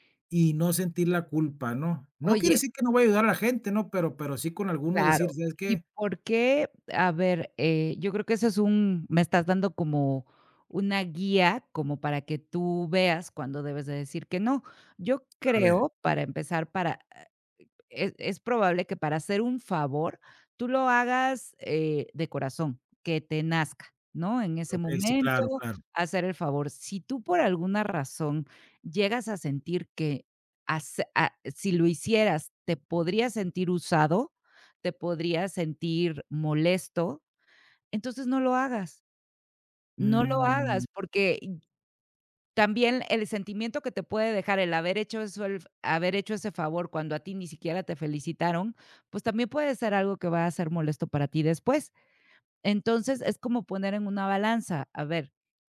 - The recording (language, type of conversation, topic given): Spanish, advice, ¿Cómo puedo decir que no a un favor sin sentirme mal?
- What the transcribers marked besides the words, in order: none